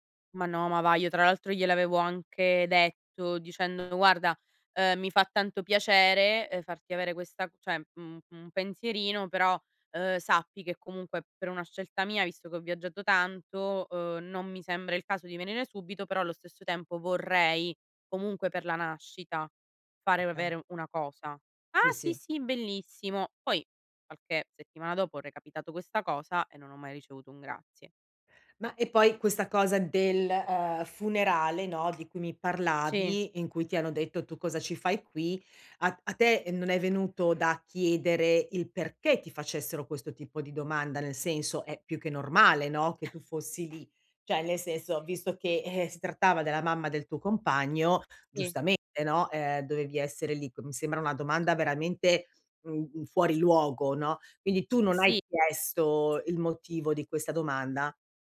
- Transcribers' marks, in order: "cioè" said as "ceh"; unintelligible speech; put-on voice: "Ah, sì, sì, bellissimo"; scoff; other background noise; "cioè" said as "ceh"; tapping
- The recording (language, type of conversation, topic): Italian, advice, Come posso risolvere i conflitti e i rancori del passato con mio fratello?